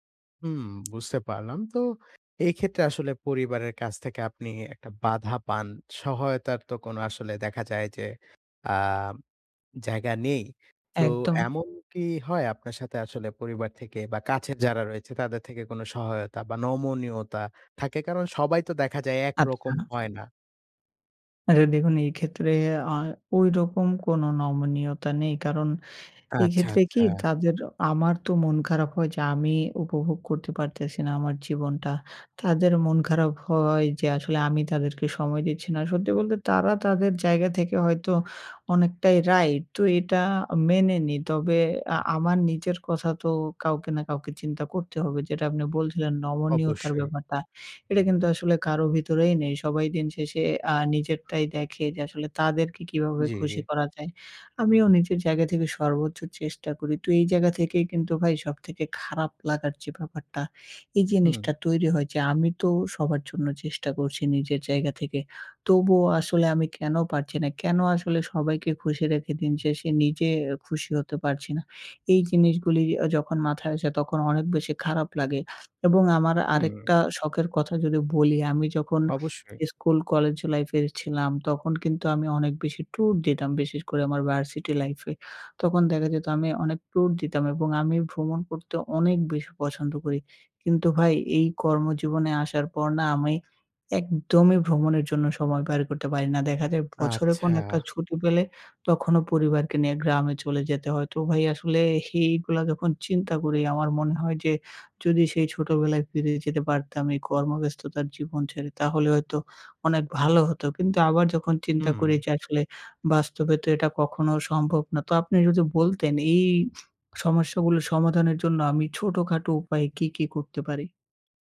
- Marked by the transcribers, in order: "এইগুলা" said as "হেইগুলা"; other noise
- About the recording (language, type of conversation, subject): Bengali, advice, আপনি কি অবসর সময়ে শখ বা আনন্দের জন্য সময় বের করতে পারছেন না?